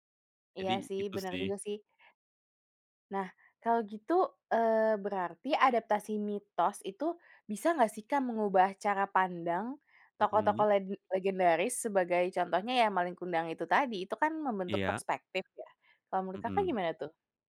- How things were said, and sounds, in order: none
- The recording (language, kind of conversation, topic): Indonesian, podcast, Apa pendapatmu tentang adaptasi mitos atau cerita rakyat menjadi film?